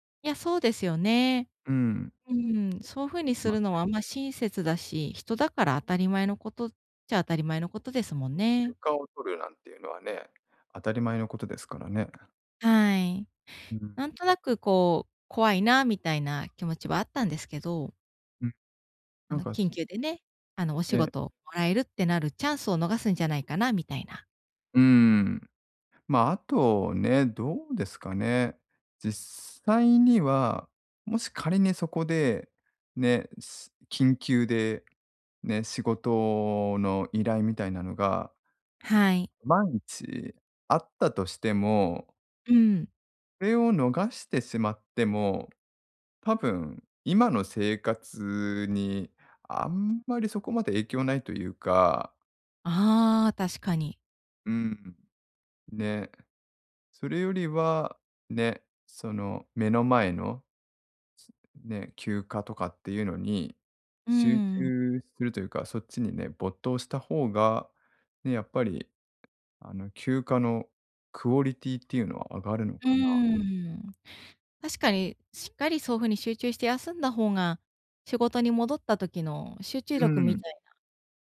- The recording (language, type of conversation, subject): Japanese, advice, 休暇中に本当にリラックスするにはどうすればいいですか？
- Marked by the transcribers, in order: unintelligible speech; tapping; other background noise